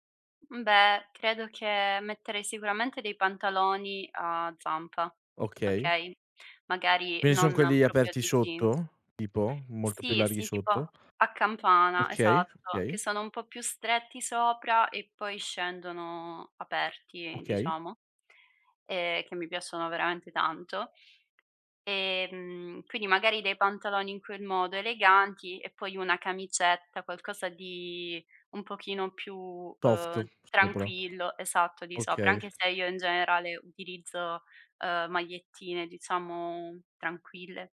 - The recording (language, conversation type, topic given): Italian, podcast, Come è cambiato il tuo stile nel corso degli anni?
- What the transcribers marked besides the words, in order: other background noise; tapping; "okay" said as "kay"; in English: "Toft"; "Soft" said as "Toft"